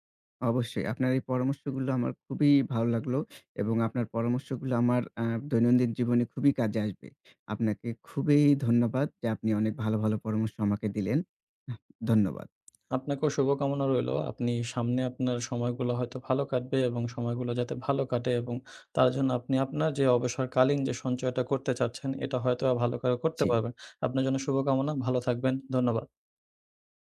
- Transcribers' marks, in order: tapping; other noise
- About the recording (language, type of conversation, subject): Bengali, advice, অবসরকালীন সঞ্চয় নিয়ে আপনি কেন টালবাহানা করছেন এবং অনিশ্চয়তা বোধ করছেন?